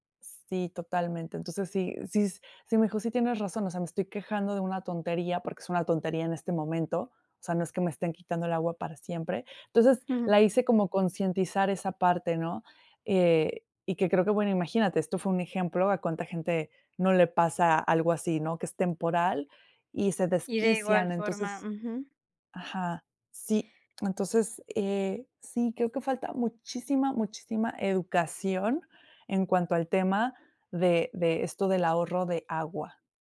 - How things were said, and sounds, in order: none
- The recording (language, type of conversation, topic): Spanish, podcast, ¿Cómo motivarías a la gente a cuidar el agua?